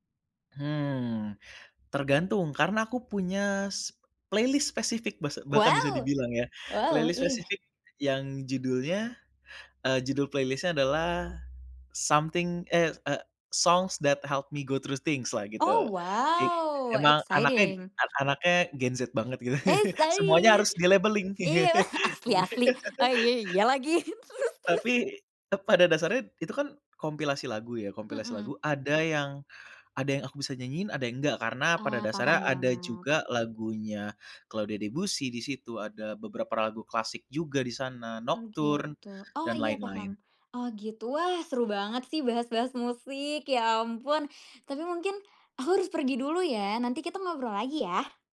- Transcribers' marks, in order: in English: "playlist"; in English: "Playlist"; in English: "playlist-nya"; in English: "Something"; in English: "Songs that help me go through things-lah"; in English: "exciting"; other background noise; unintelligible speech; laughing while speaking: "Iyalah"; chuckle; laughing while speaking: "iya lagi. Terus terus?"; chuckle; "lagu" said as "ragu"
- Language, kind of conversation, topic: Indonesian, podcast, Kapan musik membantu kamu melewati masa sulit?